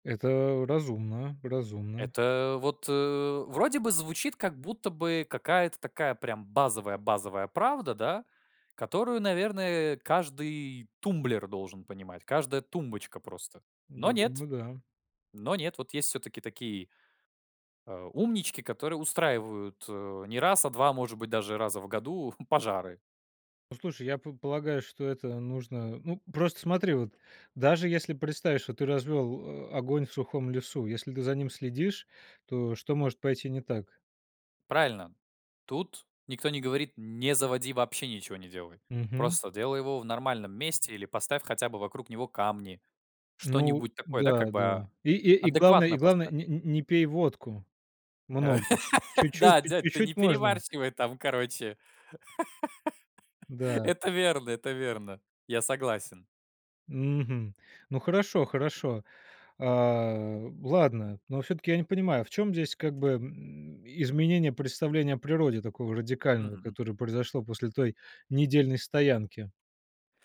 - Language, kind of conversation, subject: Russian, podcast, Какой поход изменил твоё представление о природе?
- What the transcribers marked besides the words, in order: chuckle; laugh; laugh